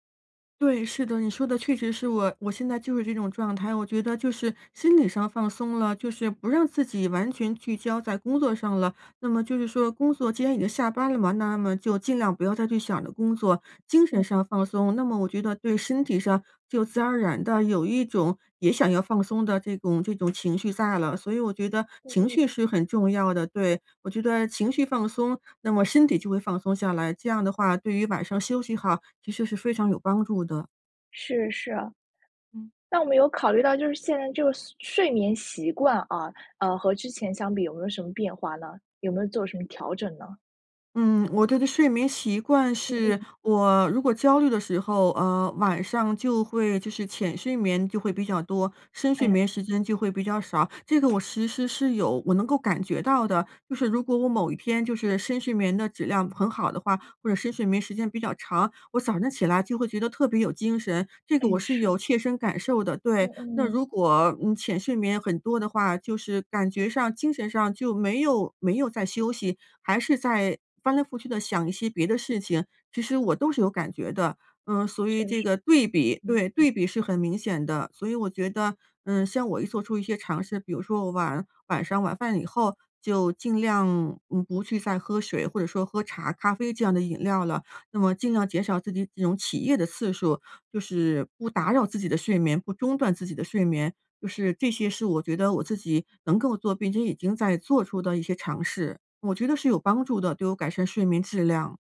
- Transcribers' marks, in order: other background noise
- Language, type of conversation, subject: Chinese, advice, 为什么我睡醒后仍然感到疲惫、没有精神？